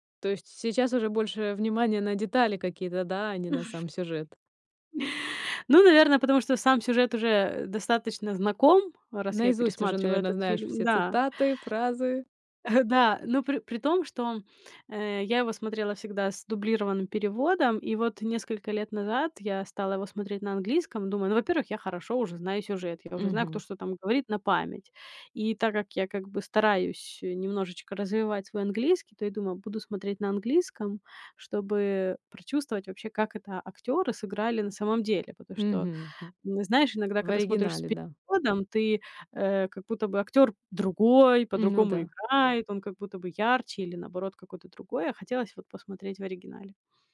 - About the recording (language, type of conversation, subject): Russian, podcast, Какой фильм вы любите больше всего и почему он вам так близок?
- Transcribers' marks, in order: chuckle; chuckle; other background noise